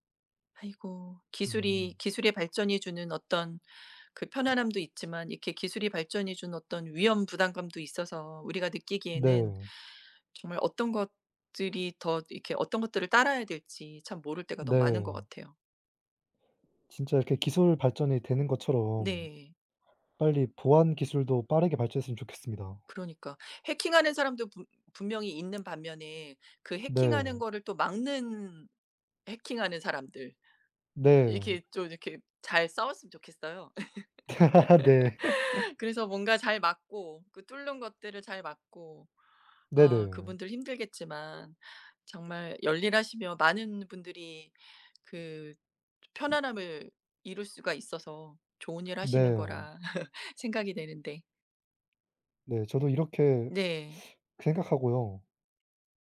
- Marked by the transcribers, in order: tapping; laugh; laugh
- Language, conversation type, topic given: Korean, unstructured, 기술 발전으로 개인정보가 위험해질까요?